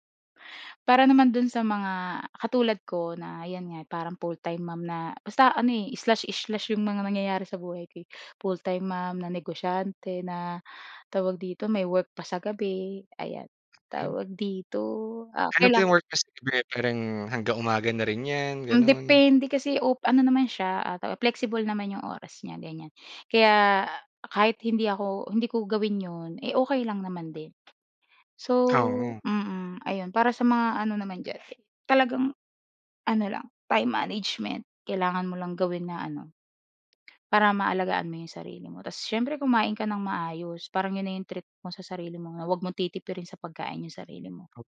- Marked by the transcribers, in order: other background noise; tapping
- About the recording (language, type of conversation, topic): Filipino, podcast, Ano ang ginagawa mo para alagaan ang sarili mo kapag sobrang abala ka?